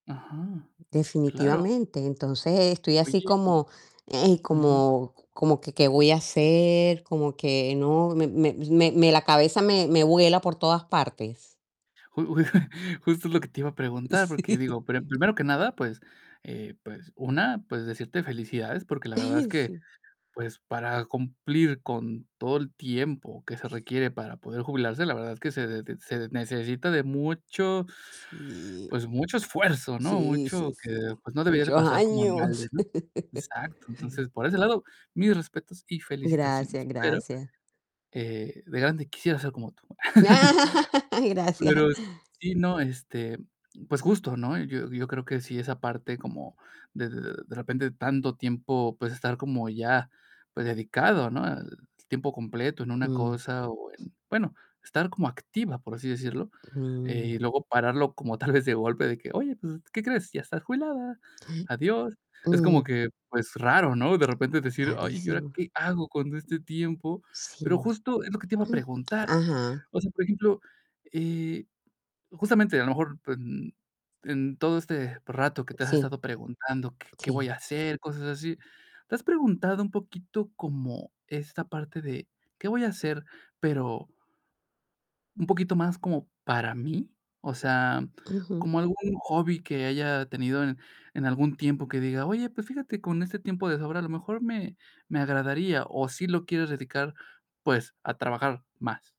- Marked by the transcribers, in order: distorted speech; laughing while speaking: "ju"; laughing while speaking: "Sí"; chuckle; laugh; tapping; chuckle; laughing while speaking: "Gracias"; chuckle; other background noise; laughing while speaking: "tal vez"; other noise
- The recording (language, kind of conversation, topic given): Spanish, advice, ¿Cómo te has adaptado a la jubilación o a pasar a trabajar a tiempo parcial?